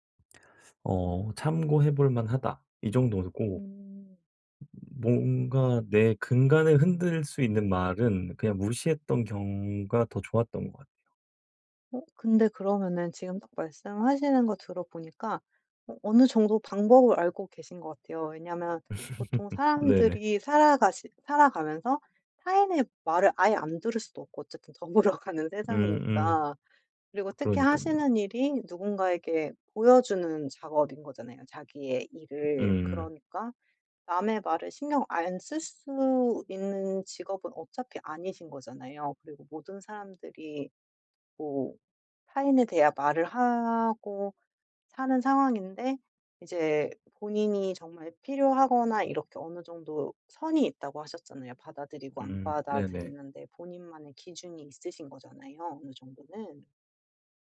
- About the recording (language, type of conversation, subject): Korean, advice, 다른 사람들이 나를 어떻게 볼지 너무 신경 쓰지 않으려면 어떻게 해야 하나요?
- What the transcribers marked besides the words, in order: laugh; laughing while speaking: "더불어"; other background noise